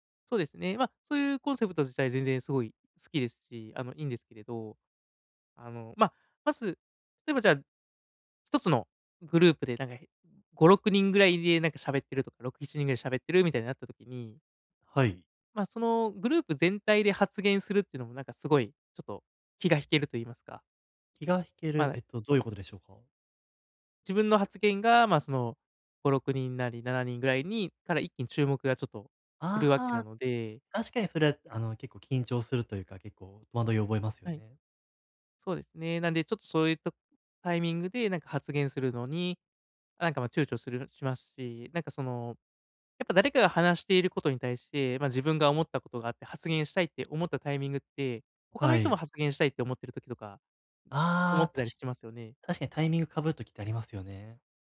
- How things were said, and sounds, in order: none
- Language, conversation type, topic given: Japanese, advice, グループの集まりで孤立しないためには、どうすればいいですか？